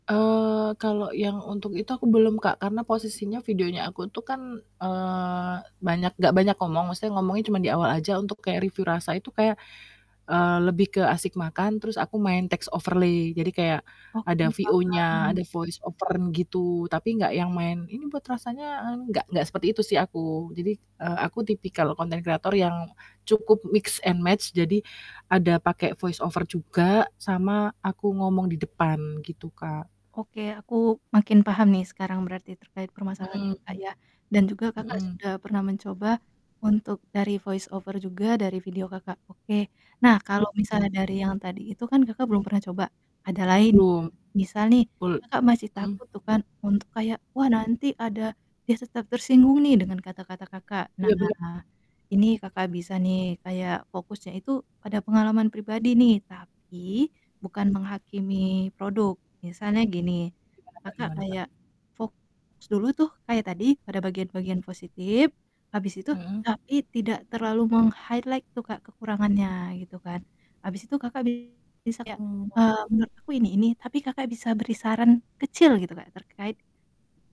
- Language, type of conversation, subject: Indonesian, advice, Mengapa kamu khawatir untuk tampil jujur di media sosial?
- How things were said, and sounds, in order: static; in English: "takes overlay"; distorted speech; in English: "VO-nya"; in English: "voice over"; in English: "mix and match"; in English: "voice over"; in English: "voice over"; in English: "meng-highlight"; tapping